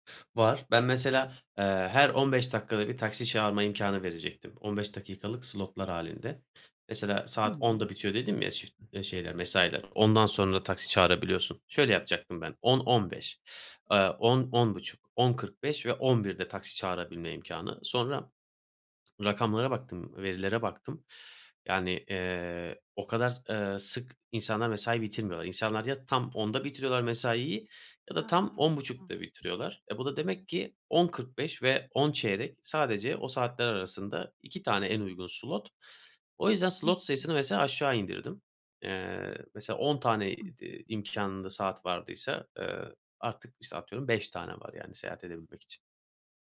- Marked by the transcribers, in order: in English: "slotlar"; in English: "shift"; in English: "slot"; in English: "slot"; unintelligible speech
- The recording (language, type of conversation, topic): Turkish, podcast, İlk fikrinle son ürün arasında neler değişir?